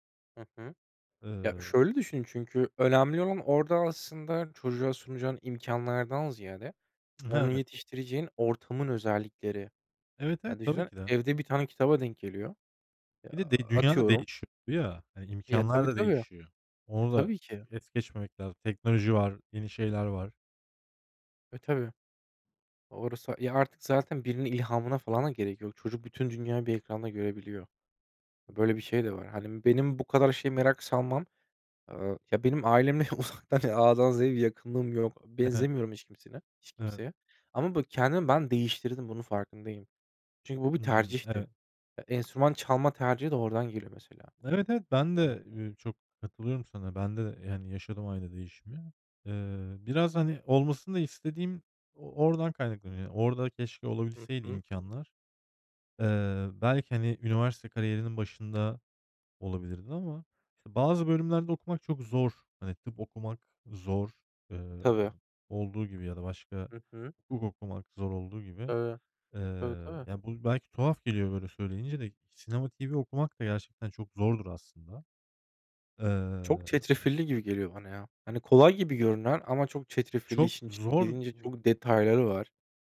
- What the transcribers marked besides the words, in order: other background noise; tapping; laughing while speaking: "uzaktan A’dan Z’ye bir yakınlığım yok"; unintelligible speech; other noise
- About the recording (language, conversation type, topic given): Turkish, unstructured, Bir günlüğüne herhangi bir enstrümanı çalabilseydiniz, hangi enstrümanı seçerdiniz?
- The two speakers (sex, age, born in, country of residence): male, 25-29, Germany, Germany; male, 35-39, Turkey, Germany